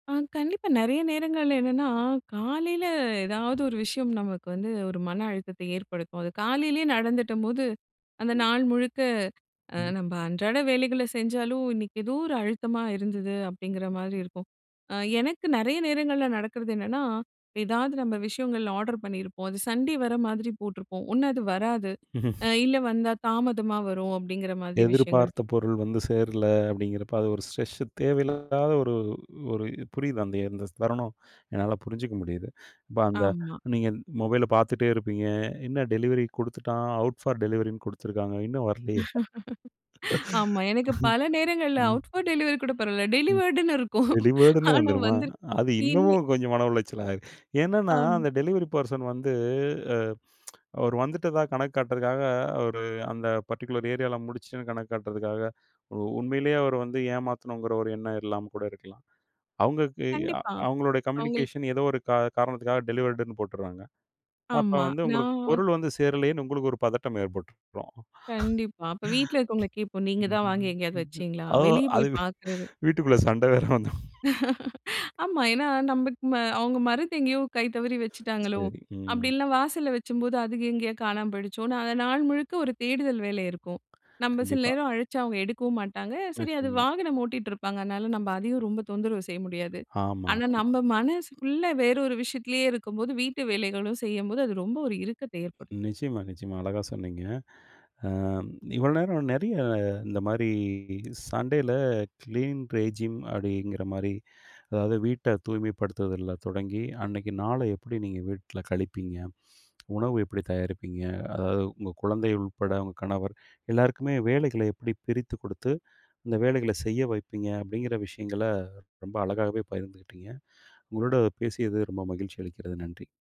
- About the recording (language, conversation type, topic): Tamil, podcast, உங்கள் ஞாயிற்றுக்கிழமை சுத்தம் செய்யும் நடைமுறையை நீங்கள் எப்படி திட்டமிட்டு அமைத்துக்கொள்கிறீர்கள்?
- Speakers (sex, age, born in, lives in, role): female, 35-39, India, India, guest; male, 40-44, India, India, host
- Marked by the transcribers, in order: in English: "ஆர்டர்"; in English: "சண்டே"; chuckle; unintelligible speech; in English: "ஸ்ட்ரெஸ்ஸு"; other background noise; in English: "அவுட் ஃபார் டெலிவரின்னு"; laugh; in English: "அவுட் ஃபார் டெலிவரி"; other noise; in English: "டெலிவர்டுன்னு"; in English: "டெலிவர்டுன்னு"; laughing while speaking: "இருக்கும். ஆனா வந்துருக்கும். இன்னி"; in English: "டெலிவரி பெர்சன்"; in English: "பர்ட்டிகுலர் ஏரியால"; in English: "கம்யூனிகேஷன்"; in English: "டெலிவர்டுன்னு"; laughing while speaking: "ஓ! அது வீ வீட்டுக்குள்ள சண்டை வேற வந்துரும்"; laugh; "அது" said as "அதுக"; in English: "சண்டேயில, கிளீன் ரெஜிம்"